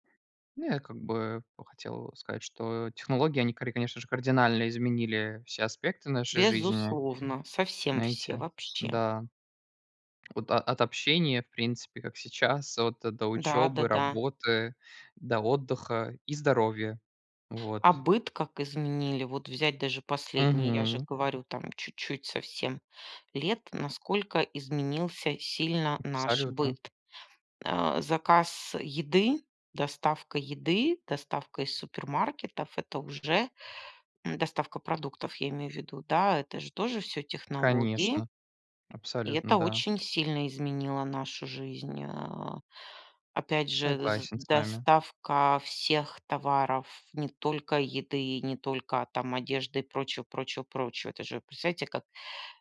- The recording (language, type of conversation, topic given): Russian, unstructured, Как технологии изменили повседневную жизнь человека?
- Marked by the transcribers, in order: tapping